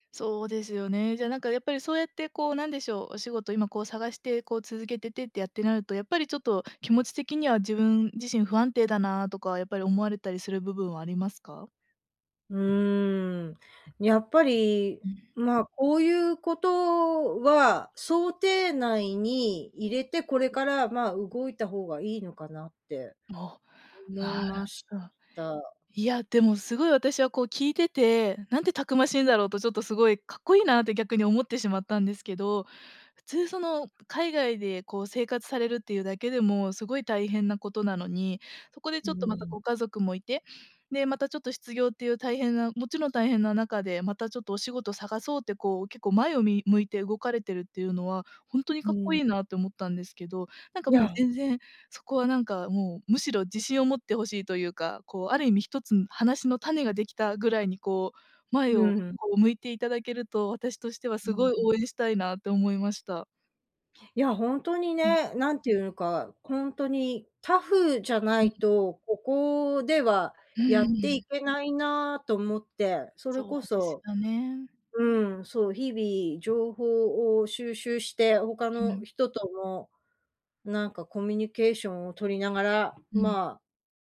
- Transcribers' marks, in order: none
- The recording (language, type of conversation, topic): Japanese, advice, 失業によって収入と生活が一変し、不安が強いのですが、どうすればよいですか？